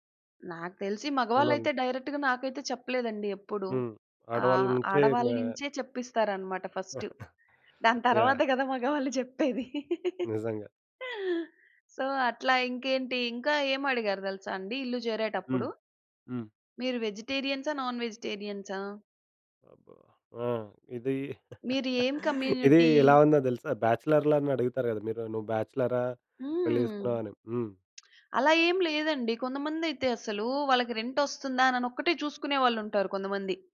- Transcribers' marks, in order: in English: "డైరెక్ట్‌గా"; chuckle; in English: "ఫస్ట్"; chuckle; in English: "సో"; chuckle; in English: "కమ్యూనిటీ?"; lip smack
- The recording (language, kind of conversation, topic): Telugu, podcast, అద్దె ఇంటికి మీ వ్యక్తిగత ముద్రను సహజంగా ఎలా తీసుకురావచ్చు?